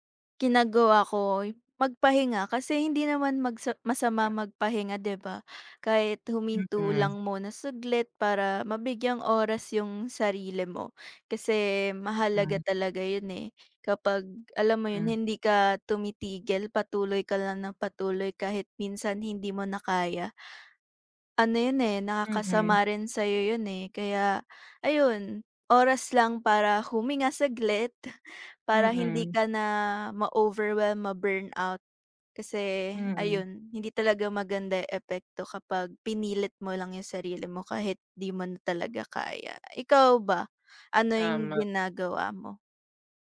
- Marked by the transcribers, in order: other background noise; tapping
- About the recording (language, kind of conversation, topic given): Filipino, unstructured, Ano ang paborito mong gawin upang manatiling ganado sa pag-abot ng iyong pangarap?